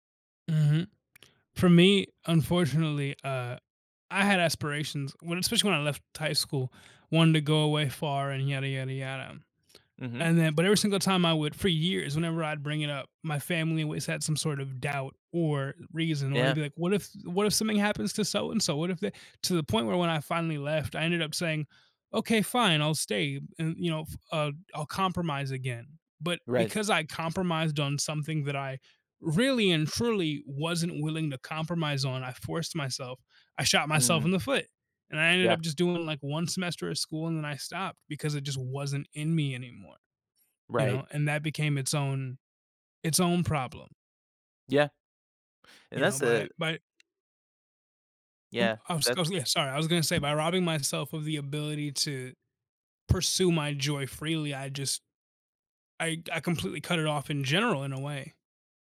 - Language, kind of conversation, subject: English, unstructured, How can we use shared humor to keep our relationship close?
- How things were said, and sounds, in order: other background noise; tapping